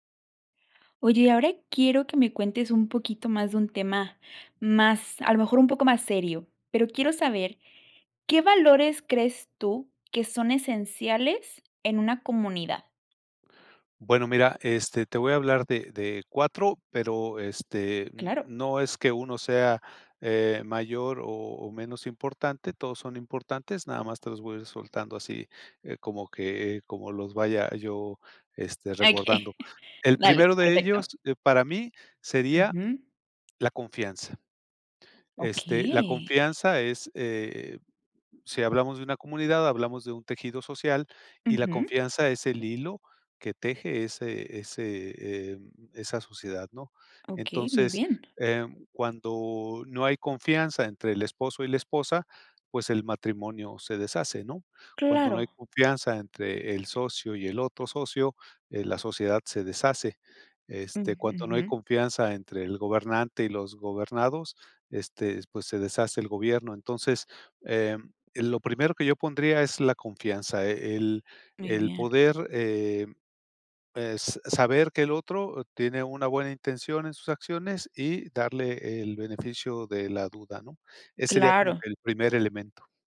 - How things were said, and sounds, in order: chuckle
- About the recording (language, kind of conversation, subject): Spanish, podcast, ¿Qué valores consideras esenciales en una comunidad?